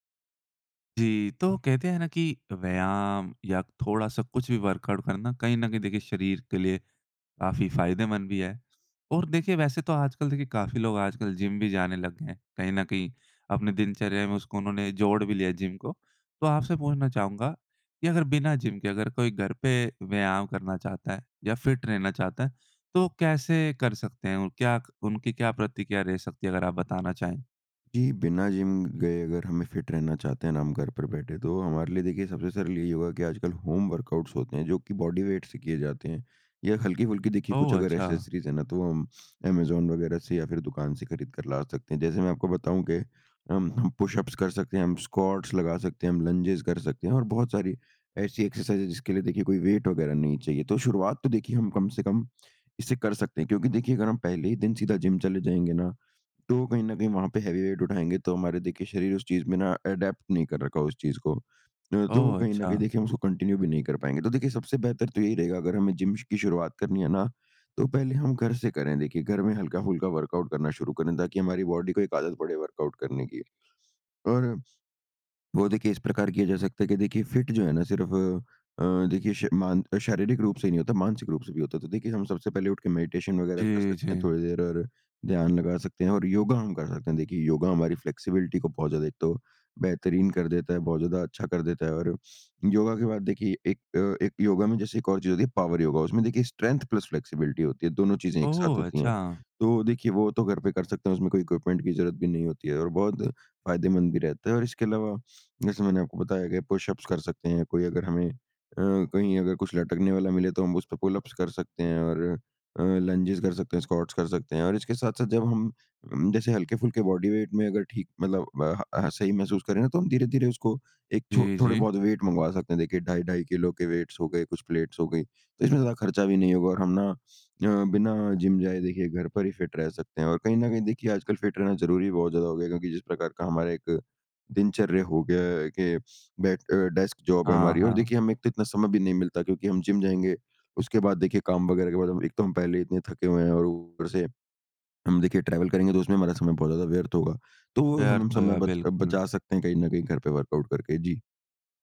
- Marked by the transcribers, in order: in English: "वर्कआउट"; in English: "फिट"; in English: "फिट"; in English: "होम वर्कआउट्स"; in English: "बॉडी वेट"; in English: "एक्सेसरीज़"; in English: "पुशअप्स"; in English: "स्कॉट्स"; in English: "लंजेस"; in English: "एक्सरसाइज़"; in English: "वेट"; in English: "हेवी वेट"; in English: "अडैप्ट"; in English: "कंटिन्यू"; in English: "वर्कआउट"; in English: "बॉडी"; in English: "वर्कआउट"; in English: "फिट"; in English: "मेडिटेशन"; in English: "फ्लैक्सिबिलिटी"; in English: "पावर"; in English: "स्ट्रेंथ प्लस फ्लैक्सिबिलिटी"; in English: "इक्विपमेंट"; in English: "पुशअप्स"; in English: "पुलअप्स"; in English: "लंजेस"; in English: "स्कॉट्स"; in English: "बॉडी वेट"; in English: "वेट"; in English: "वेट्स"; in English: "प्लेट्स"; in English: "फिट"; in English: "फिट"; in English: "डेस्क जॉब"; in English: "ट्रैवल"; in English: "वर्कआउट"
- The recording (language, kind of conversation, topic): Hindi, podcast, घर पर बिना जिम जाए फिट कैसे रहा जा सकता है?
- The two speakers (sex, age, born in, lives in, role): male, 20-24, India, India, host; male, 55-59, India, India, guest